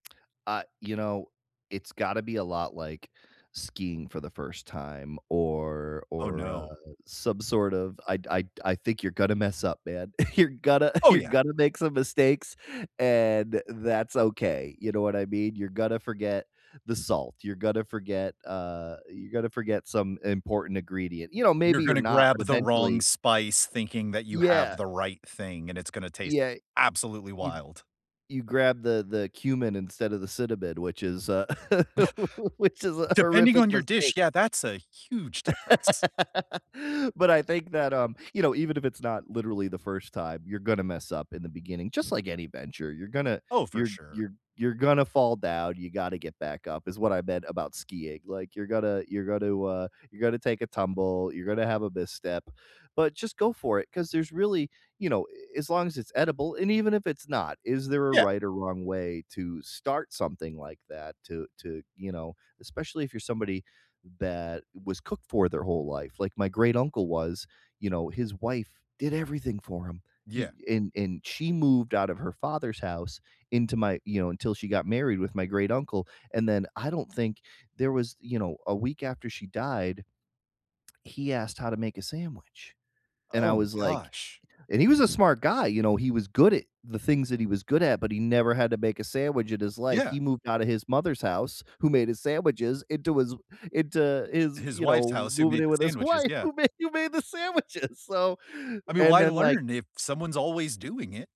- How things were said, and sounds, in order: other background noise; chuckle; tapping; laugh; laughing while speaking: "which is a horrific mistake"; laugh; chuckle; stressed: "huge"; laughing while speaking: "wife, who made who made the sandwiches"
- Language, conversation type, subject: English, unstructured, What advice would you give someone who is cooking for the first time?